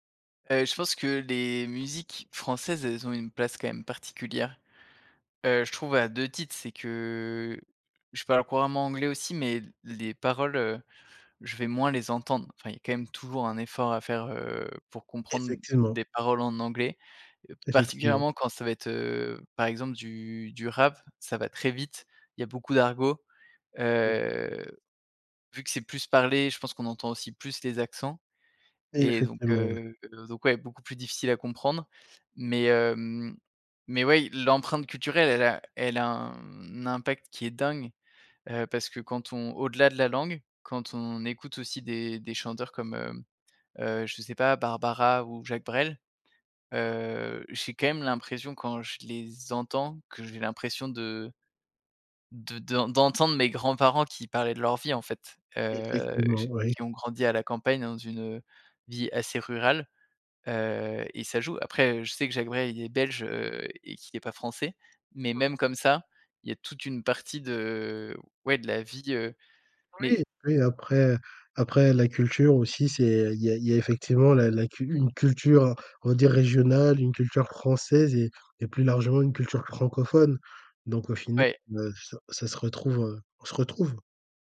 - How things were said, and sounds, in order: unintelligible speech; unintelligible speech; other background noise
- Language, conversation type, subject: French, podcast, Comment ta culture a-t-elle influencé tes goûts musicaux ?